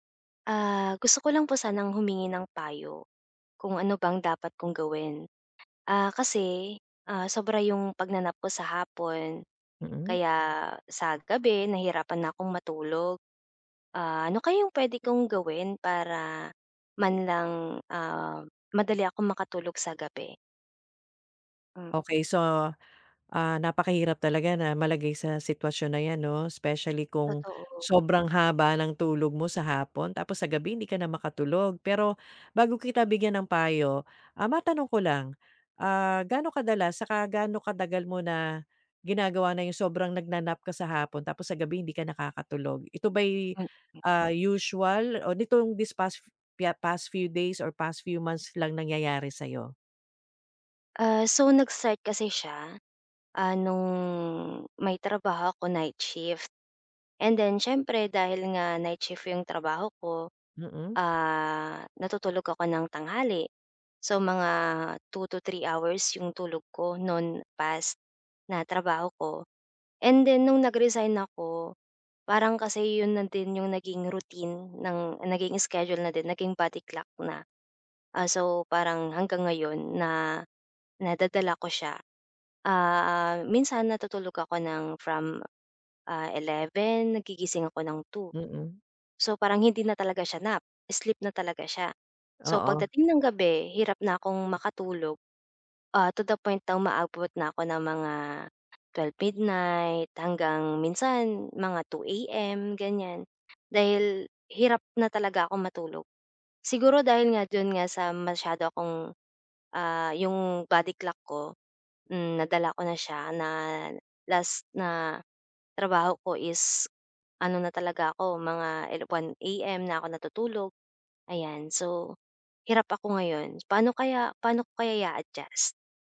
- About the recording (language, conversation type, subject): Filipino, advice, Paano ko maaayos ang sobrang pag-idlip sa hapon na nagpapahirap sa akin na makatulog sa gabi?
- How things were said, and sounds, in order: other background noise